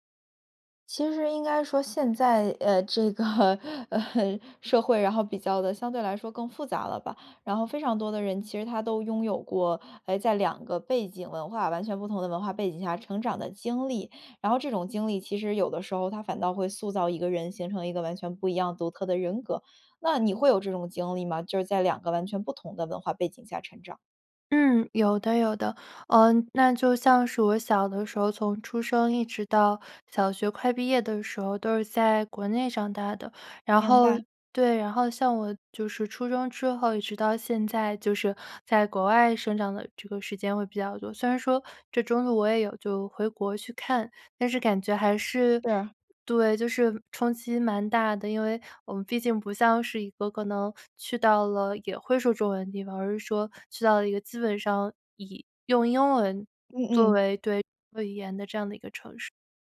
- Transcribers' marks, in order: laughing while speaking: "个，呃"
- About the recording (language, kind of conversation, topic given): Chinese, podcast, 你能分享一下你的多元文化成长经历吗？